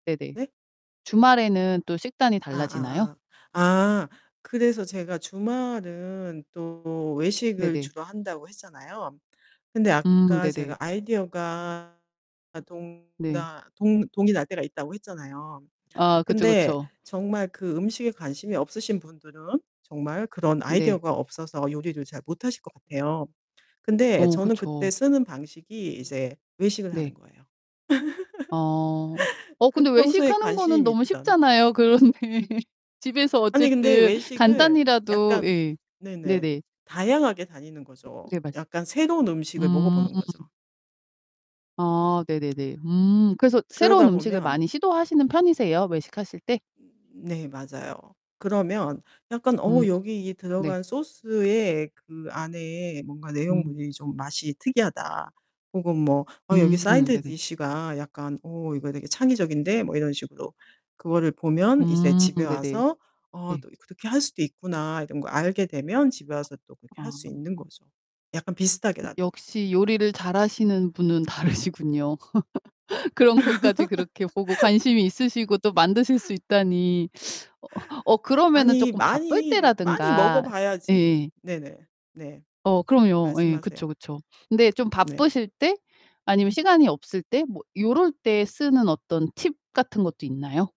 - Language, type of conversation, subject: Korean, podcast, 식사 준비는 주로 어떻게 계획하세요?
- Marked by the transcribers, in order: distorted speech; other background noise; laugh; laughing while speaking: "그런데"; tapping; other noise; laughing while speaking: "다르시군요"; laugh